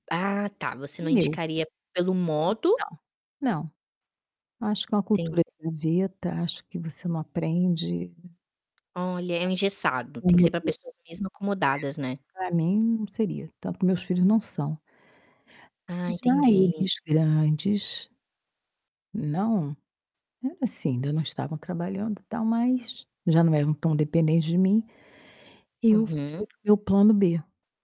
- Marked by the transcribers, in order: static; distorted speech; tapping; unintelligible speech
- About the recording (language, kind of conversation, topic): Portuguese, podcast, Você já mudou de profissão? Como foi essa transição?